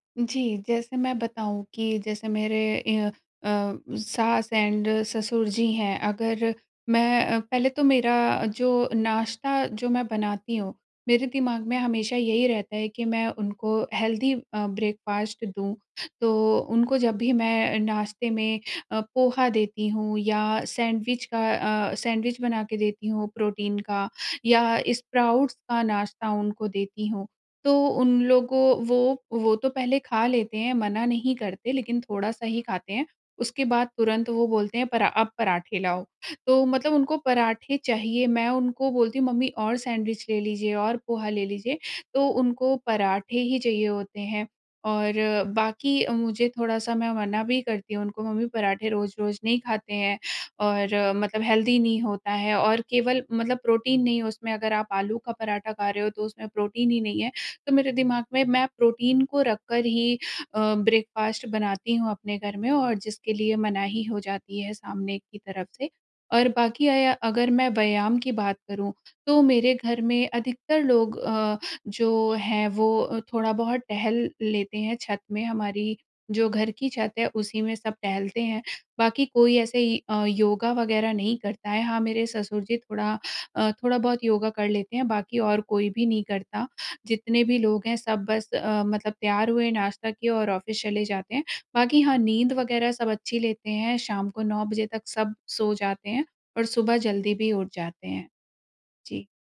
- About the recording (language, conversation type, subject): Hindi, advice, बच्चों या साथी के साथ साझा स्वस्थ दिनचर्या बनाने में मुझे किन चुनौतियों का सामना करना पड़ रहा है?
- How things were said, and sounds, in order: in English: "एंड"; in English: "हेल्दी"; in English: "ब्रेकफ़ास्ट"; in English: "स्प्राउट्स"; in English: "हेल्दी"; in English: "ब्रेकफ़ास्ट"; in English: "ऑफ़िस"